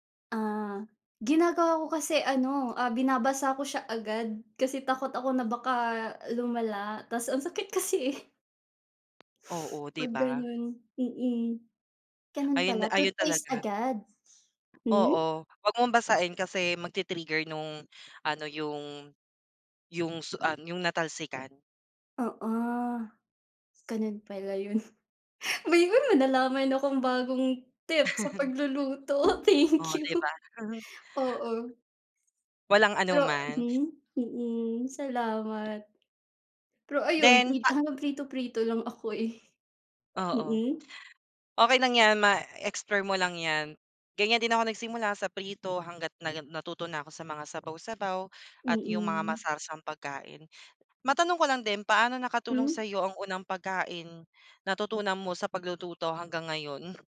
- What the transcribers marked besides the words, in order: laugh; laugh; laughing while speaking: "thank you"; chuckle; tapping
- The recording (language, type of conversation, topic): Filipino, unstructured, Ano ang unang pagkaing natutunan mong lutuin?
- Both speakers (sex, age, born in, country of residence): female, 30-34, Philippines, Philippines; male, 25-29, Philippines, Philippines